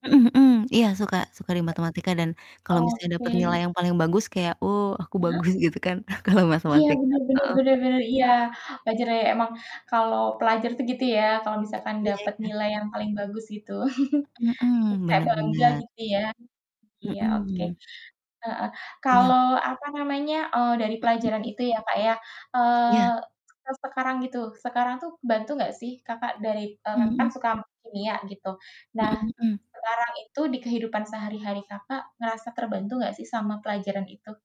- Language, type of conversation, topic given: Indonesian, unstructured, Apa pelajaran favoritmu di sekolah, dan mengapa?
- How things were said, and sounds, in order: distorted speech; laughing while speaking: "bagus"; static; chuckle; chuckle; other background noise